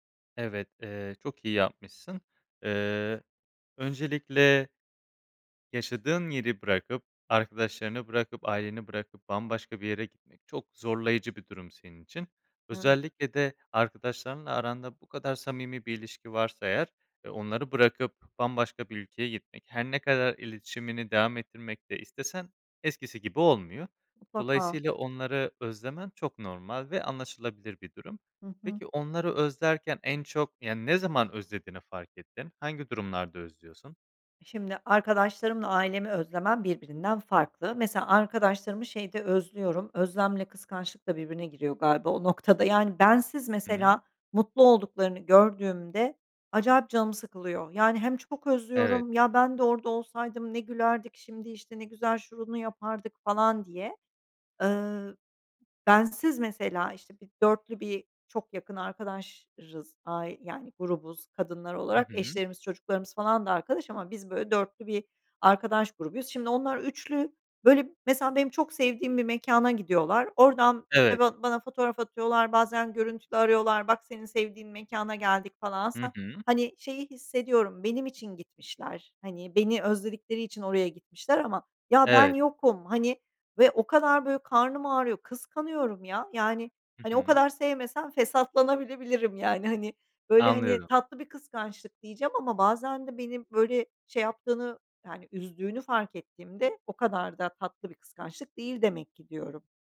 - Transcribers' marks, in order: other background noise; "arkadaşız" said as "arkadaşrız"
- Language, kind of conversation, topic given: Turkish, advice, Eski arkadaşlarınızı ve ailenizi geride bırakmanın yasını nasıl tutuyorsunuz?